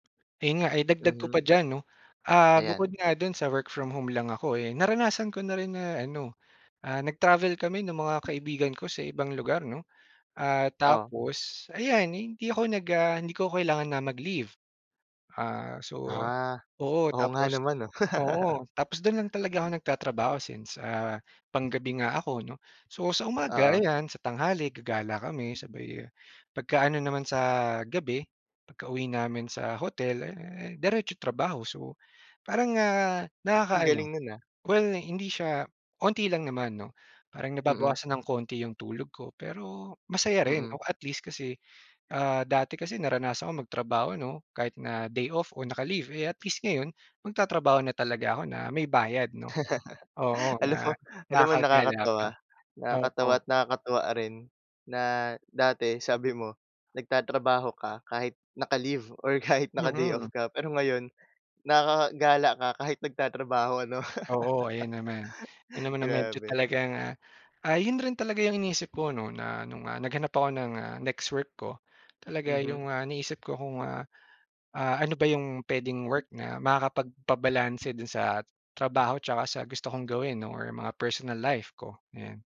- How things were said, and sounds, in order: other background noise; tapping; laugh; laugh; laughing while speaking: "Alam mo"; laughing while speaking: "kahit"; laugh
- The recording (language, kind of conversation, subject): Filipino, podcast, Paano mo binabalanse ang trabaho at personal na buhay mo ngayon?